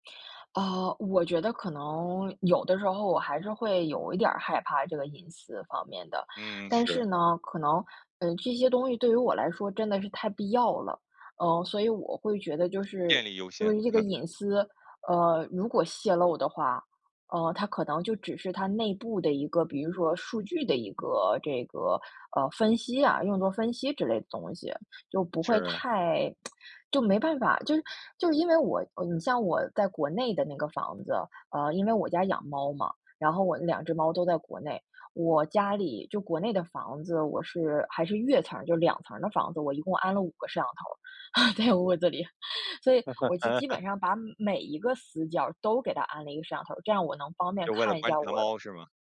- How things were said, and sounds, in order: tsk; laugh; laugh
- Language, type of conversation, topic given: Chinese, podcast, 家里电器互联会让生活更方便还是更复杂？